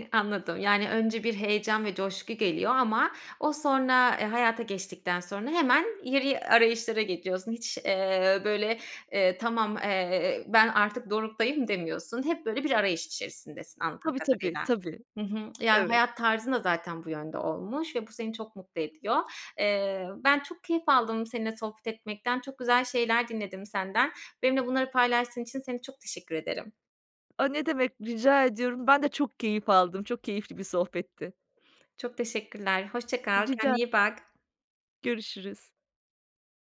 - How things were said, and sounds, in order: none
- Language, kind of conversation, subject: Turkish, podcast, Anlık ilham ile planlı çalışma arasında nasıl gidip gelirsin?